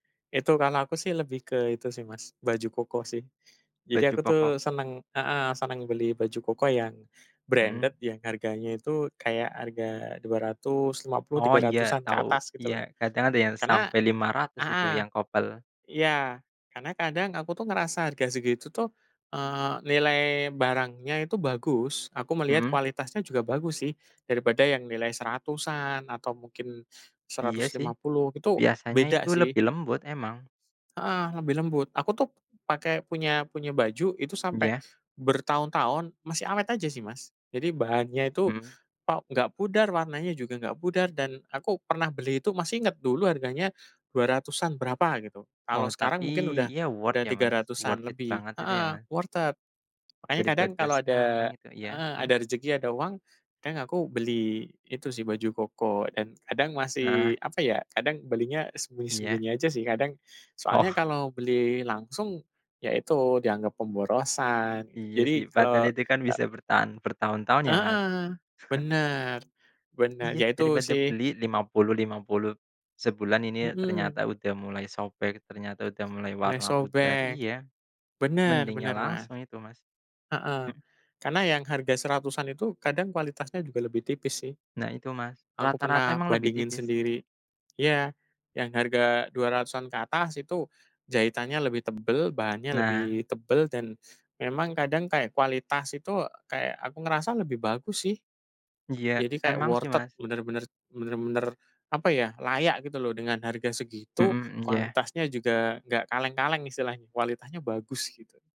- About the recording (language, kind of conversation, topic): Indonesian, unstructured, Apa hal paling mengejutkan yang pernah kamu beli?
- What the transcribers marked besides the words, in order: in English: "branded"; in English: "couple"; in English: "worth"; in English: "worth it"; in English: "worthed"; "worth it" said as "worthed"; chuckle; other background noise; in English: "worthed"; "worth it" said as "worthed"